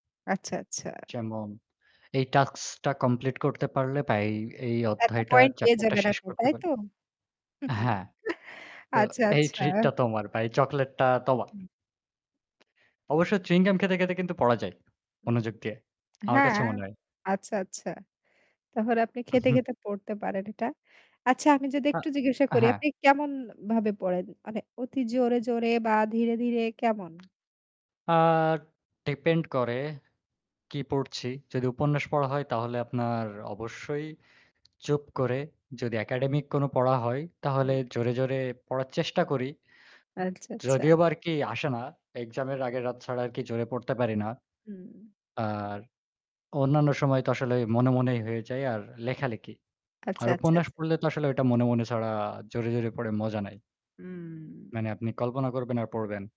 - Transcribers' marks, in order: static; chuckle; tapping; chuckle; drawn out: "আর"
- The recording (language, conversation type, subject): Bengali, unstructured, আপনি কীভাবে পড়াশোনাকে আরও মজাদার করে তুলতে পারেন?